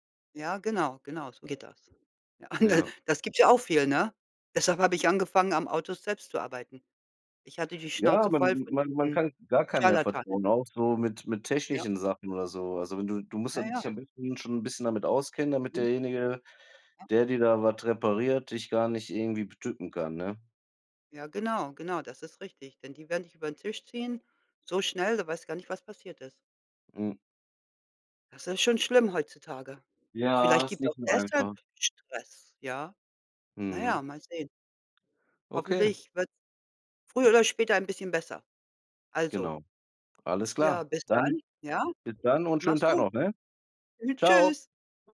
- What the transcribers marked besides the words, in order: other background noise; chuckle; drawn out: "Ja"; tapping
- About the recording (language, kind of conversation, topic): German, unstructured, Warum reagieren Menschen emotional auf historische Wahrheiten?